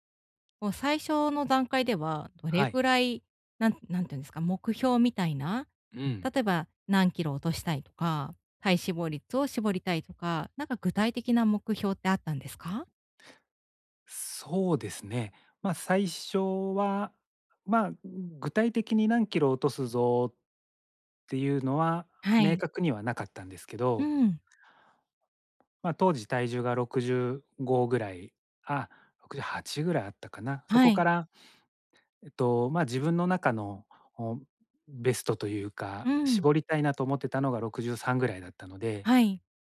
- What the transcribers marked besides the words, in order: none
- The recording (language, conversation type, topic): Japanese, advice, モチベーションを取り戻して、また続けるにはどうすればいいですか？